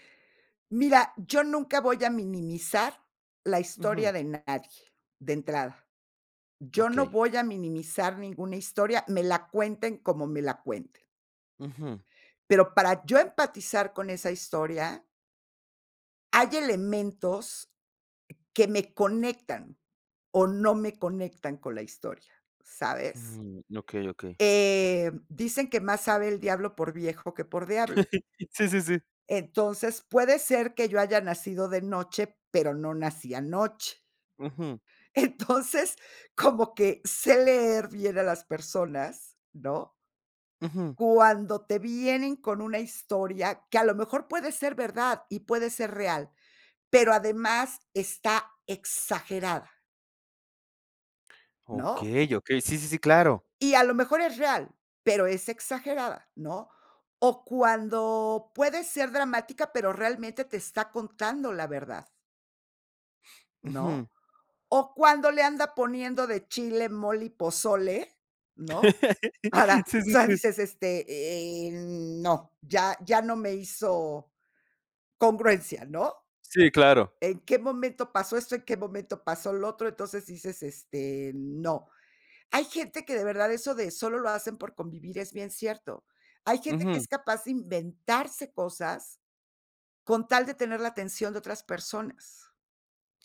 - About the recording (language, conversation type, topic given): Spanish, podcast, ¿Por qué crees que ciertas historias conectan con la gente?
- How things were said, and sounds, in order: tapping; chuckle; laughing while speaking: "Entonces, como que sé leer bien"; laughing while speaking: "para, o sea, dices"; laugh